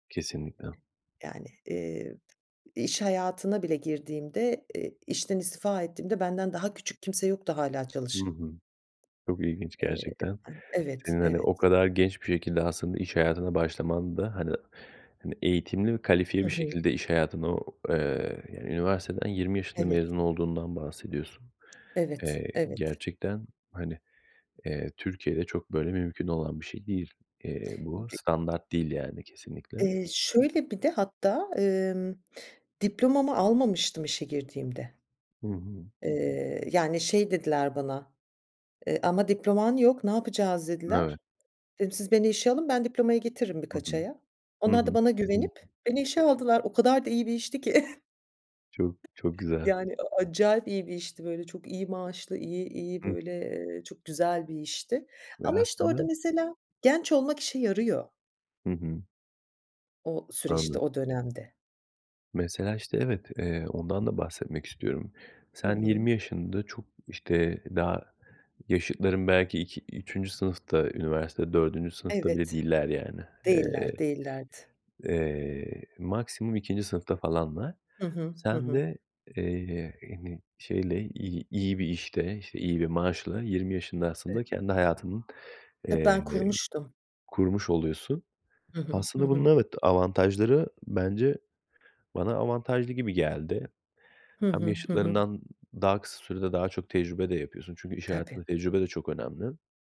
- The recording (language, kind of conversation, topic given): Turkish, podcast, Bir öğretmenin seni çok etkilediği bir anını anlatır mısın?
- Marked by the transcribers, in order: other background noise; tapping; chuckle